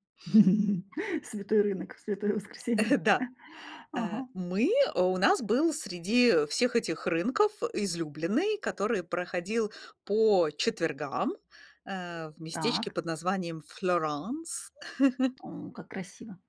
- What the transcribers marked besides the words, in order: laughing while speaking: "Святой рынок в святое воскресенье"; tapping; put-on voice: "Флёранс"; chuckle
- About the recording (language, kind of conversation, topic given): Russian, podcast, Какой самый живой местный рынок, на котором вы побывали, и что в нём было особенного?